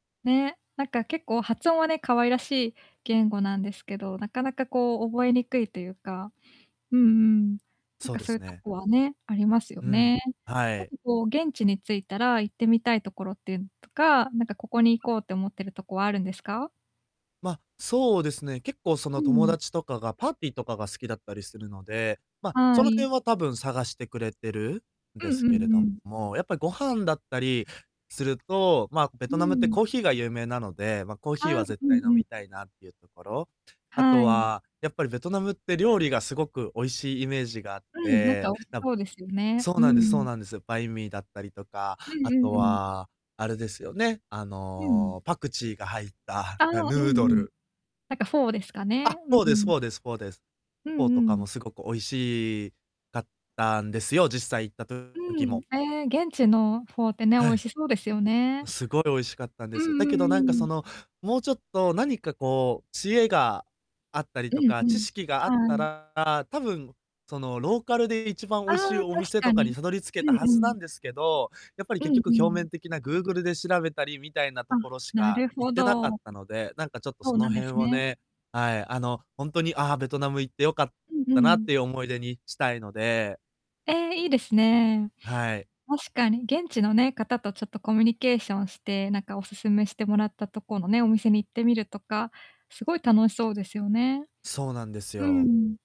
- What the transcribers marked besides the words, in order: distorted speech; tapping
- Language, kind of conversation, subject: Japanese, advice, 言葉が通じない場所で、安全かつ快適に過ごすにはどうすればいいですか？